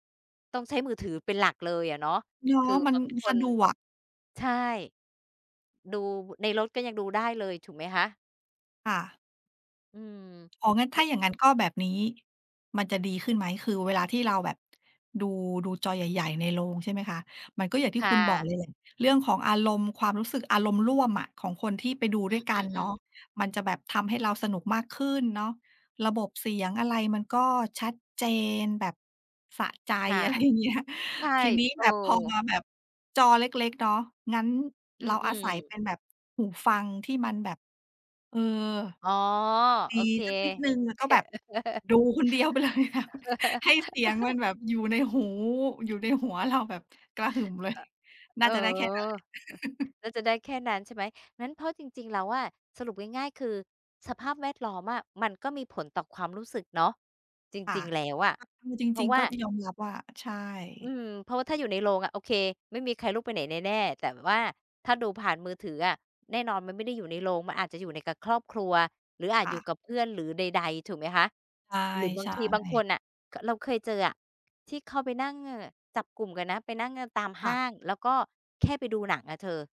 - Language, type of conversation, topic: Thai, unstructured, ทำไมภาพยนตร์ถึงทำให้เรารู้สึกเหมือนได้ไปอยู่ในสถานที่ใหม่ๆ?
- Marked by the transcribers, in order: tapping; unintelligible speech; other background noise; laughing while speaking: "อะไรอย่างเงี้ย"; laughing while speaking: "ไปเลยค่ะ"; chuckle; chuckle